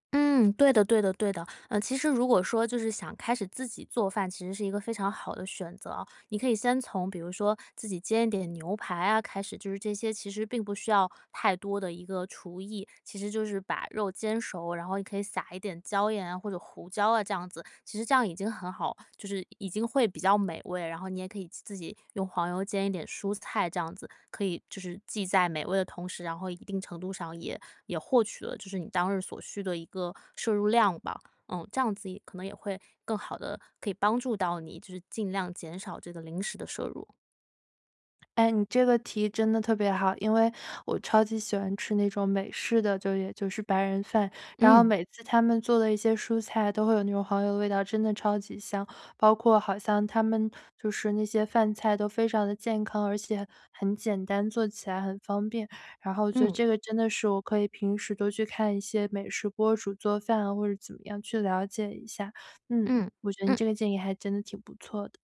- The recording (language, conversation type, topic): Chinese, advice, 我总是在晚上忍不住吃零食，怎么才能抵抗这种冲动？
- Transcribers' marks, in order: tapping; "博主" said as "播主"